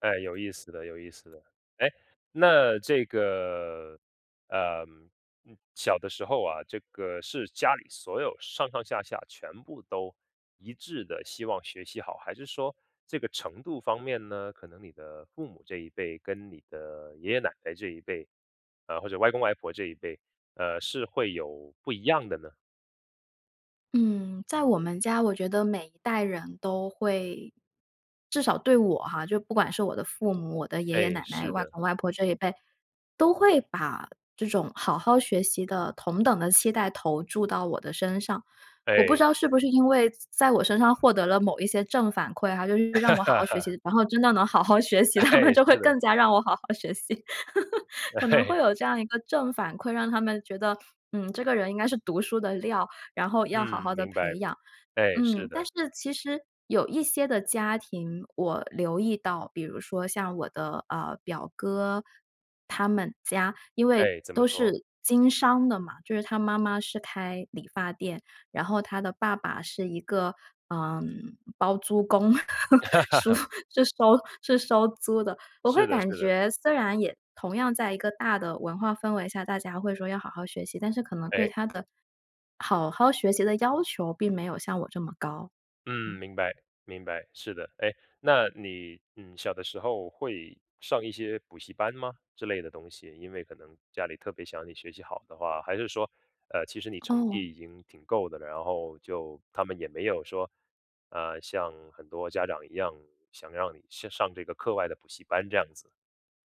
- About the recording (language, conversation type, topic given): Chinese, podcast, 说说你家里对孩子成才的期待是怎样的？
- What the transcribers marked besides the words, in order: laugh; laughing while speaking: "诶，是的"; laughing while speaking: "真的能好好学习，他们就会更加让我好好学习"; laughing while speaking: "诶"; laugh; laugh; laughing while speaking: "叔 是收 是收租的"; laugh